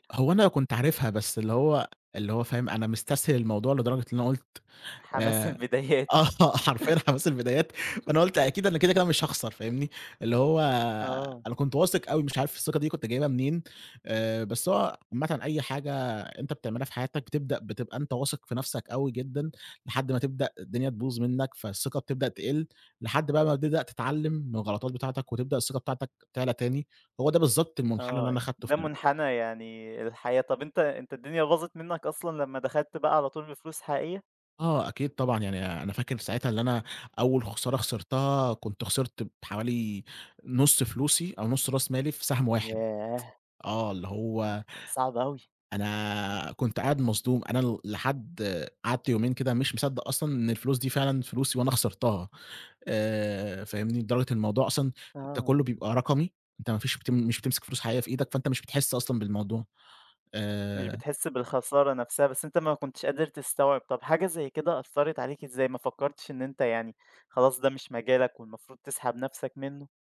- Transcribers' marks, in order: laughing while speaking: "حماس البدايات"; laughing while speaking: "آه، حرفيًا حماس البدايات"; unintelligible speech; tapping
- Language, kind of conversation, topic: Arabic, podcast, إزاي بدأت مشروع الشغف بتاعك؟